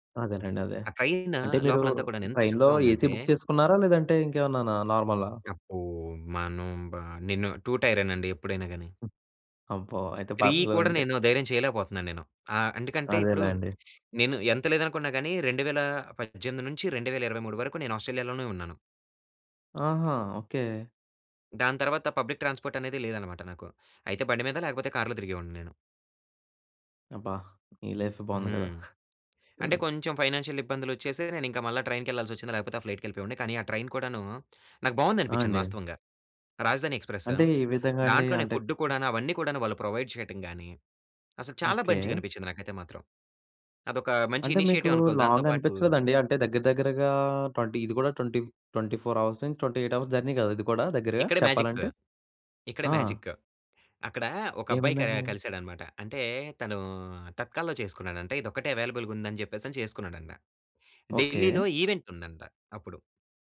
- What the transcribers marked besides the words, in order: in English: "ట్రైన్"; in English: "ట్రైన్‌లో ఏసీ బుక్"; in English: "టూ"; other noise; tapping; in English: "త్రీ"; in English: "పబ్లిక్ ట్రాన్స్‌ఫోర్ట్"; in English: "ఫైనాన్షియల్"; in English: "ట్రైన్"; other background noise; in English: "ఫుడ్"; in English: "ప్రొవైడ్"; "మంచిగనిపించింది" said as "బంచిగనిపించింది"; in English: "ఇనిషియేటివ్"; in English: "లాంగ్"; in English: "ట్వంటీ"; in English: "ట్వంటీ ట్వంటీ ఫోర్ అవర్స్"; in English: "ట్వంటీ ఎయిట్ అవర్స్ జర్నీ"; in English: "మ్యాజిక్"; in English: "మ్యాజిక్"; in English: "ఈవెంట్"
- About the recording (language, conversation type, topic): Telugu, podcast, మొదటిసారి ఒంటరిగా ప్రయాణం చేసినప్పుడు మీ అనుభవం ఎలా ఉండింది?